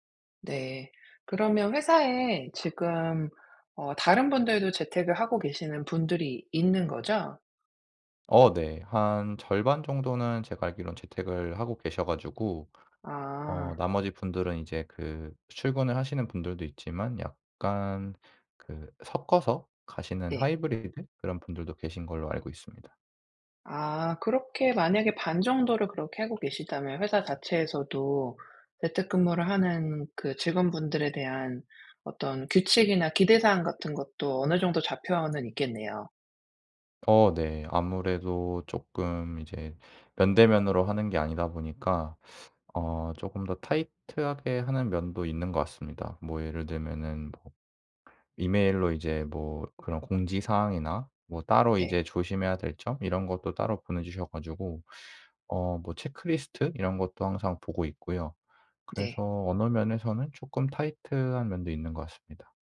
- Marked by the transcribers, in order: other background noise; in English: "타이트"; tapping; in English: "타이트"
- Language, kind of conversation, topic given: Korean, advice, 원격·하이브리드 근무로 달라진 업무 방식에 어떻게 적응하면 좋을까요?